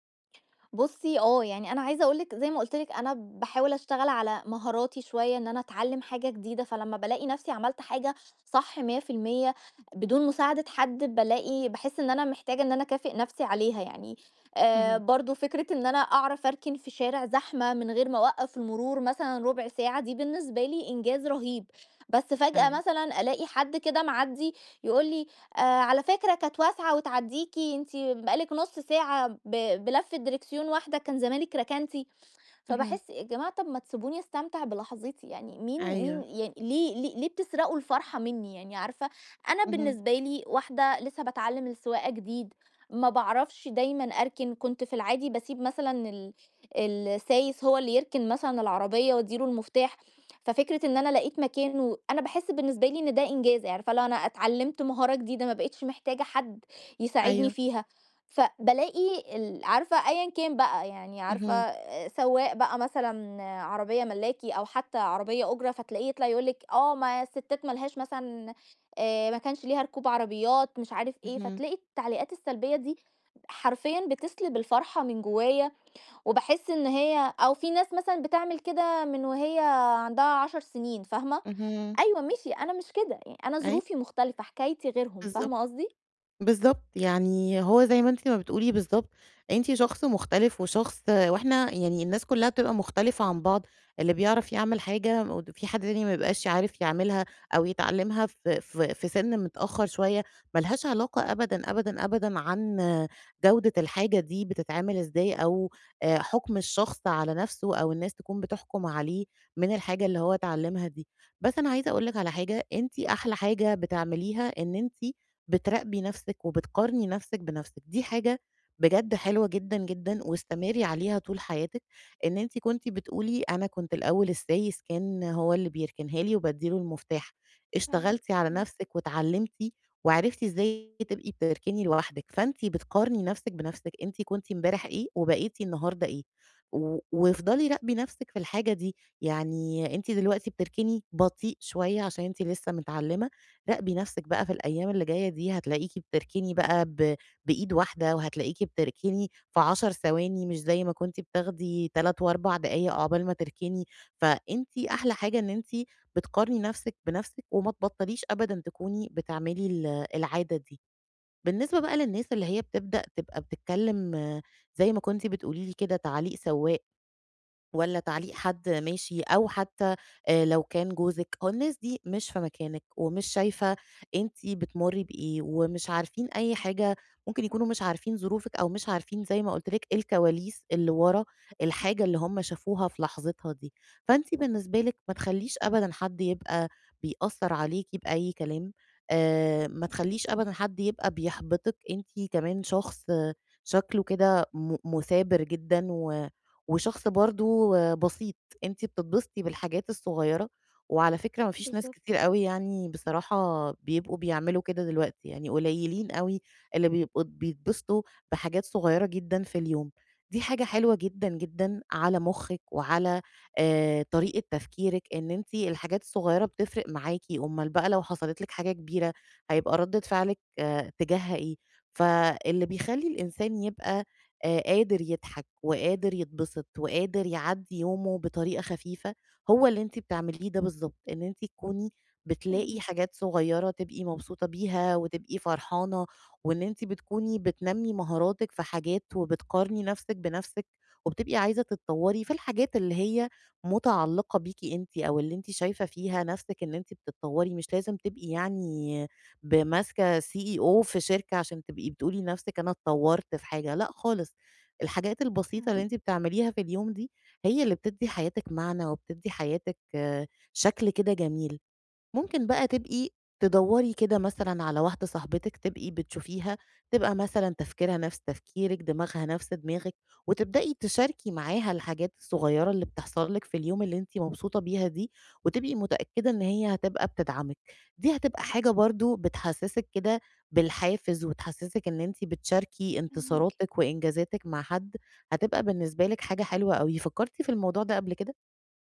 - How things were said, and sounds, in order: in English: "CEO"
- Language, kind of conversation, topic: Arabic, advice, إزاي أكرّم انتصاراتي الصغيرة كل يوم من غير ما أحس إنها تافهة؟